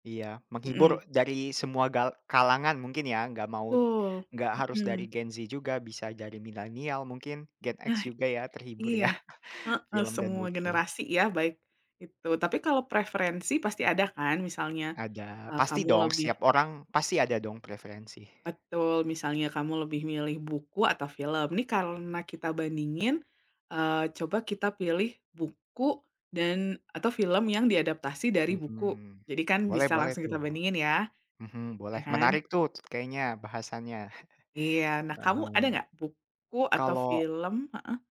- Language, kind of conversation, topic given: Indonesian, unstructured, Mana yang menurut Anda lebih menarik, film atau buku?
- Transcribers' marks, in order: chuckle; tapping; chuckle